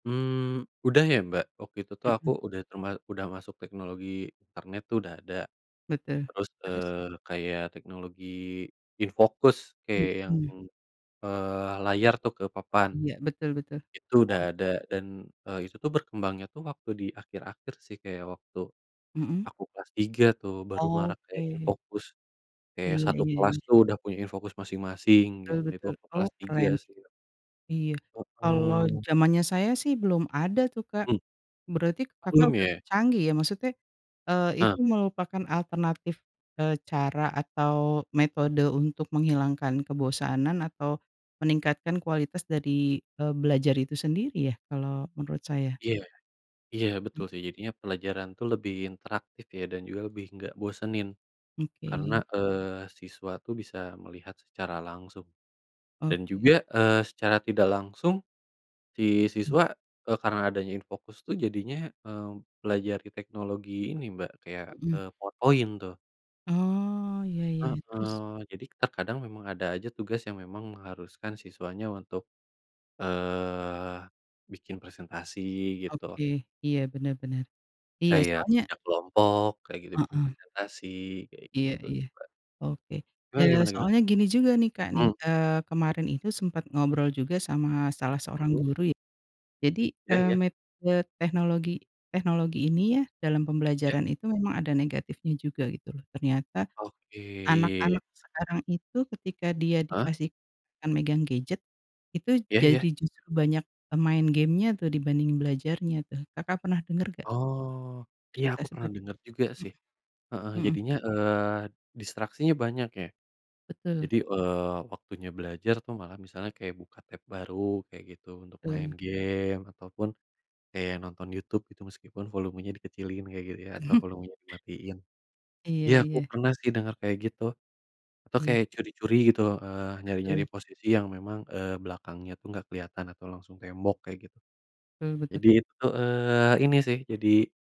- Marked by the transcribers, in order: tapping; other background noise; chuckle
- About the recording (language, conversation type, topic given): Indonesian, unstructured, Apa yang membuat belajar terasa menyenangkan menurutmu?